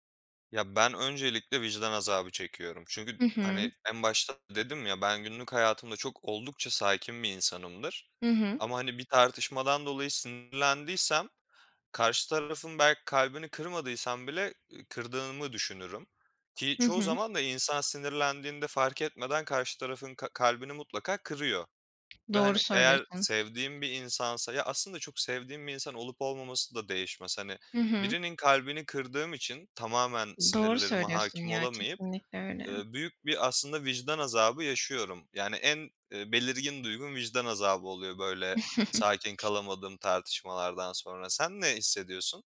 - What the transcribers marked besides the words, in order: tapping; chuckle; other background noise
- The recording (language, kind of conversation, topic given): Turkish, unstructured, Bir tartışmada sakin kalmak neden önemlidir?